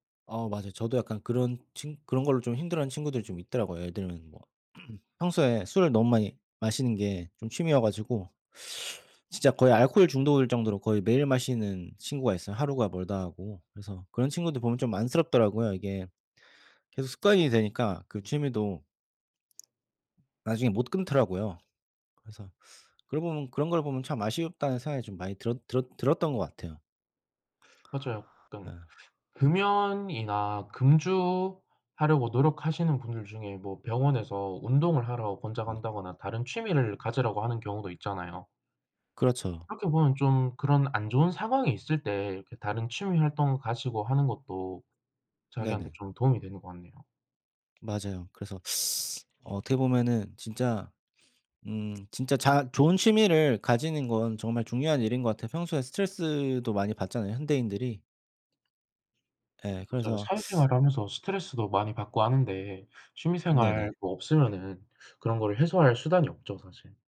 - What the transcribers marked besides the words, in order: throat clearing; teeth sucking; other noise; tapping; other background noise; teeth sucking; teeth sucking; teeth sucking
- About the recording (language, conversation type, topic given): Korean, unstructured, 취미 활동에 드는 비용이 너무 많을 때 상대방을 어떻게 설득하면 좋을까요?